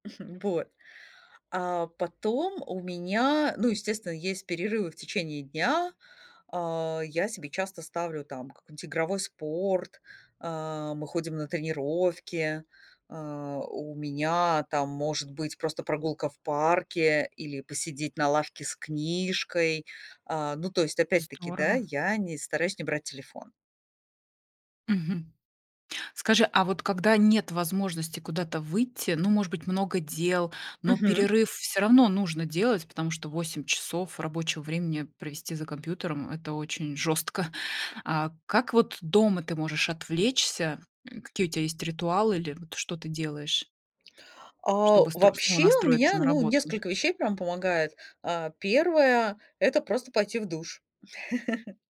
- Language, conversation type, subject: Russian, podcast, Что для тебя значит цифровой детокс и как ты его проводишь?
- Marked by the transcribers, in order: chuckle; other background noise; chuckle; chuckle